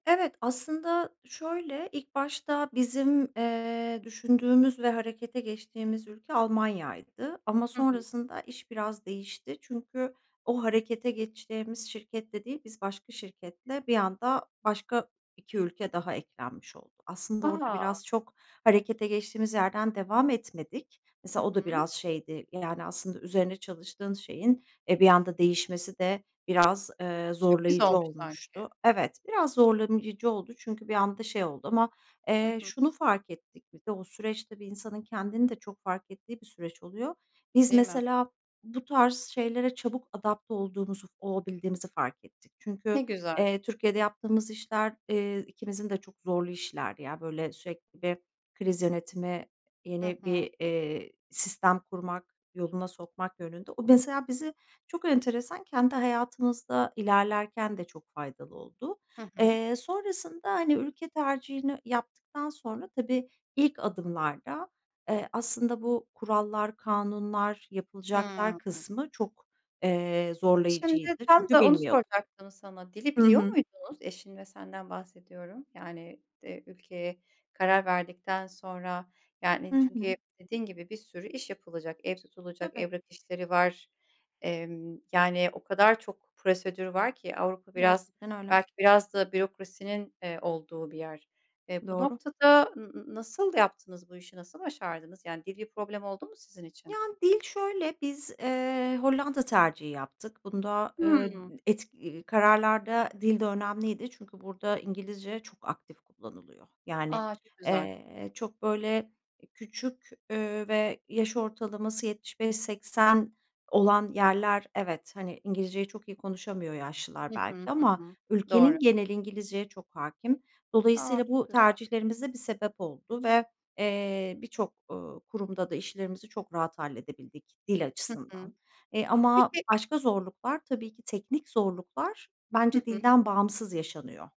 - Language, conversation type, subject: Turkish, podcast, Yeni bir konuya başlarken sence nereden başlamak gerekir?
- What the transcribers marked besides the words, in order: other background noise; "zorlayıcı" said as "zorlanıyıcı"; tapping